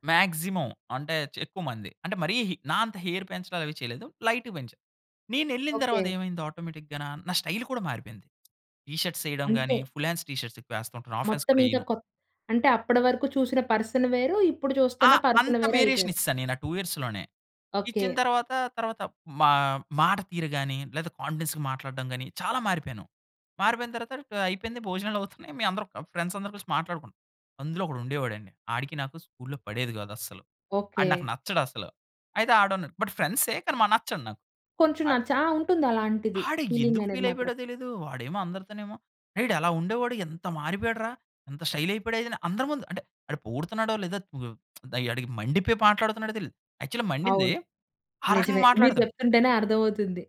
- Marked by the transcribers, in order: in English: "మాగ్జిమం"; in English: "హెయిర్"; in English: "లైట్‌గ"; in English: "ఆటోమేటిక్‌గాన"; in English: "ఫుల్ హ్యాండ్స్"; in English: "ఆఫ్ హ్యాండ్స్"; in English: "పర్సన్"; in English: "టూ ఇయర్స్‌లోనే"; in English: "కాన్ఫిడెన్స్‌గా"; in English: "స్కూల్‌లో"; in English: "బట్"; lip smack; in English: "యాక్చల్‌గా"
- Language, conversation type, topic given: Telugu, podcast, స్టైల్‌లో మార్పు చేసుకున్న తర్వాత మీ ఆత్మవిశ్వాసం పెరిగిన అనుభవాన్ని మీరు చెప్పగలరా?